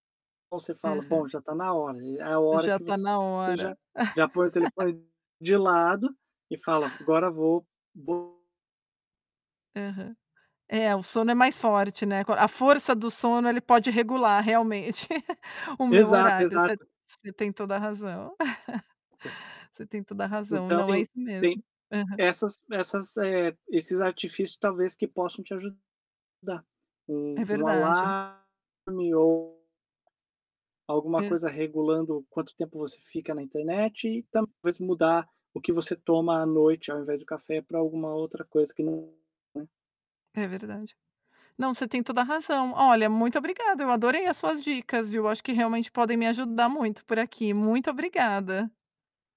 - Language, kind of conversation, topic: Portuguese, advice, Como posso manter um horário de sono regular?
- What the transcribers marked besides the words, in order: tapping; laugh; distorted speech; chuckle; chuckle; static